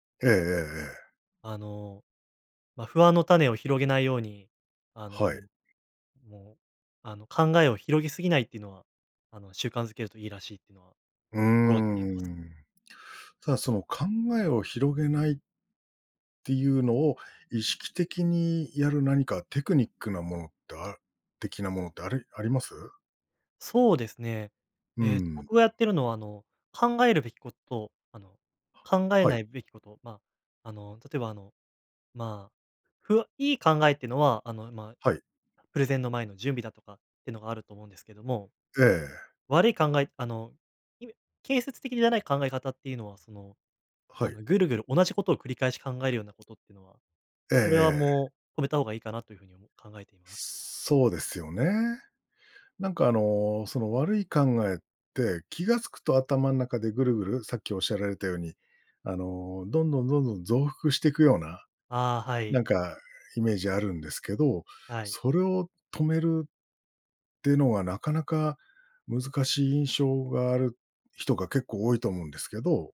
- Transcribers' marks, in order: other background noise
- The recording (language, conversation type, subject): Japanese, podcast, 不安なときにできる練習にはどんなものがありますか？